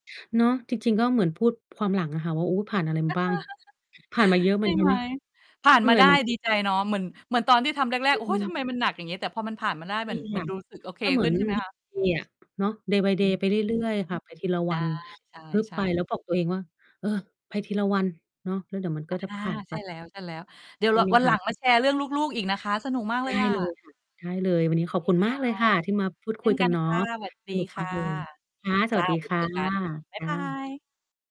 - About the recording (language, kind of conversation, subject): Thai, podcast, ทำอย่างไรเมื่อคุณต้องทำงานที่บ้านไปพร้อมกับเลี้ยงลูกด้วย?
- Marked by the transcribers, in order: chuckle; distorted speech; unintelligible speech; static; in English: "วีกเดย์"; tapping; in English: "day by day"